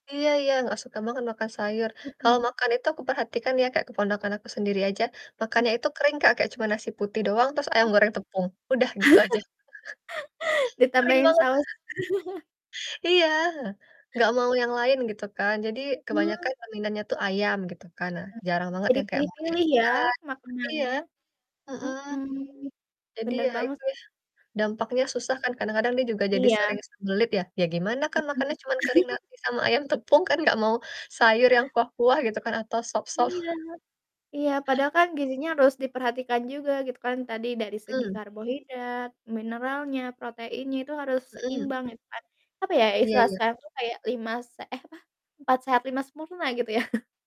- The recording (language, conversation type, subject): Indonesian, unstructured, Bagaimana cara kamu menjaga kesehatan tubuh setiap hari?
- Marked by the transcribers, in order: distorted speech; laugh; chuckle; laugh; chuckle; chuckle; chuckle; laugh